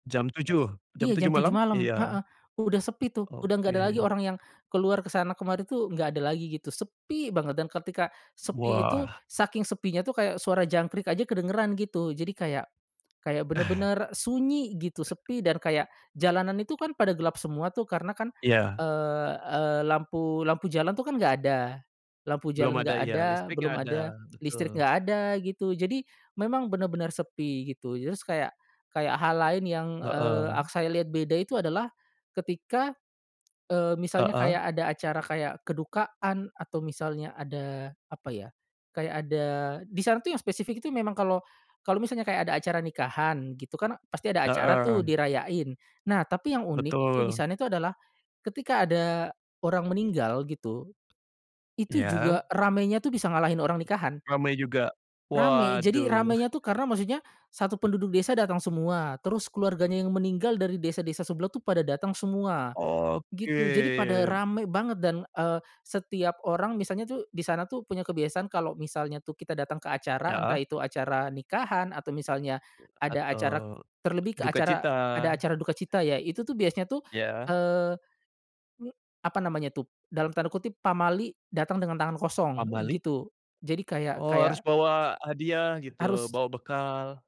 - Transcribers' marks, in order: chuckle; other background noise; tapping
- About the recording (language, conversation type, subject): Indonesian, podcast, Pernahkah kamu mengunjungi kampung halaman leluhur, dan bagaimana kesanmu?